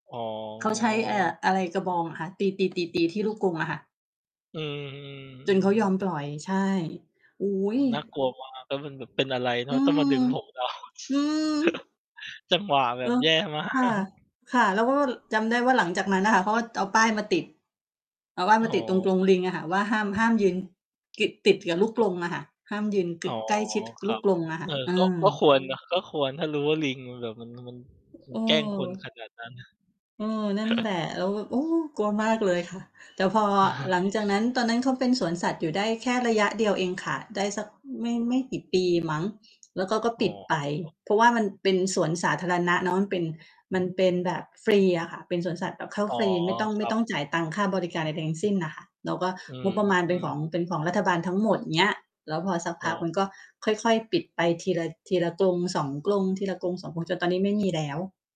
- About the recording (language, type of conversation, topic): Thai, unstructured, ภาพถ่ายเก่ารูปไหนที่คุณชอบมากที่สุด?
- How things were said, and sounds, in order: drawn out: "อ๋อ"; distorted speech; mechanical hum; laughing while speaking: "เรา"; chuckle; laughing while speaking: "มาก"; tapping; chuckle; other background noise; chuckle; unintelligible speech